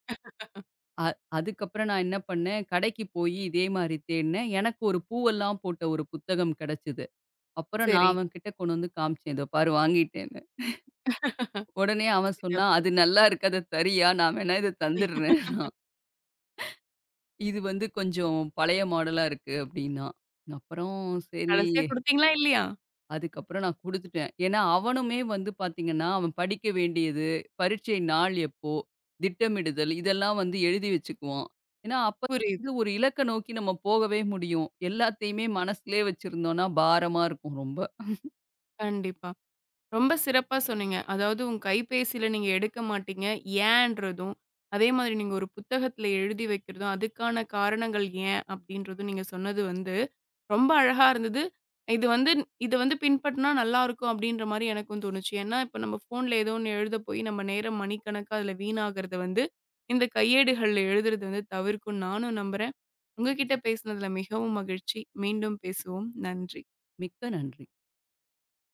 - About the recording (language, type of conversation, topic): Tamil, podcast, கைபேசியில் குறிப்பெடுப்பதா அல்லது காகிதத்தில் குறிப்பெடுப்பதா—நீங்கள் எதைத் தேர்வு செய்வீர்கள்?
- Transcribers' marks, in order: laugh; laugh; chuckle; tapping; laughing while speaking: "அது நல்லா இருக்கு. அத தரியா. நான் வேணா இத தந்துட்றேன்னா"; laugh; other noise; in English: "மாடல்லா"; chuckle; horn; other background noise